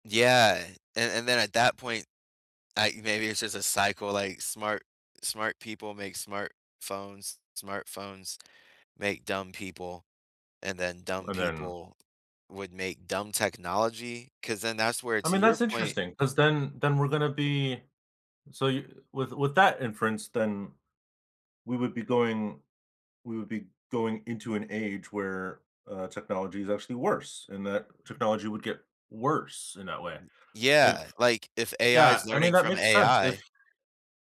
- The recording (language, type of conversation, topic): English, unstructured, Do you believe technology helps or harms learning?
- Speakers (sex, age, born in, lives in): male, 20-24, United States, United States; male, 30-34, United States, United States
- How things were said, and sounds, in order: tapping